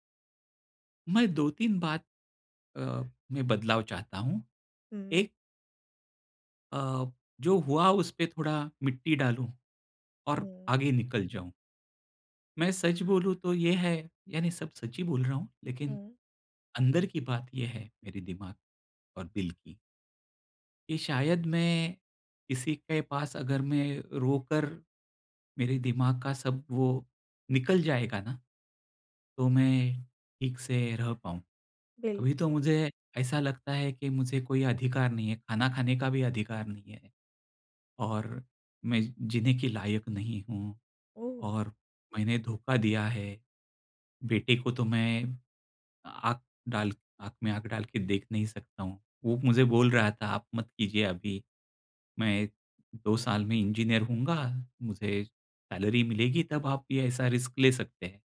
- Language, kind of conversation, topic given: Hindi, advice, आप आत्म-आलोचना छोड़कर खुद के प्रति सहानुभूति कैसे विकसित कर सकते हैं?
- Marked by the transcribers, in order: in English: "सैलरी"; in English: "रिस्क"